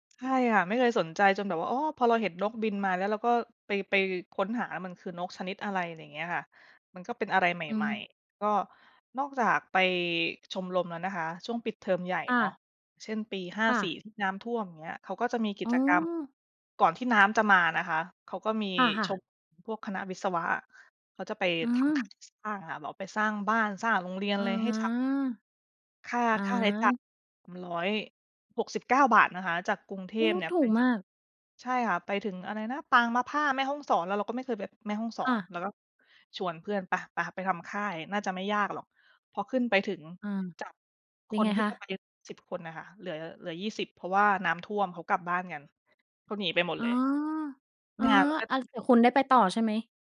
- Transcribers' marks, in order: unintelligible speech
- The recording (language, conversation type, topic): Thai, podcast, เล่าเหตุผลที่ทำให้คุณรักธรรมชาติได้ไหม?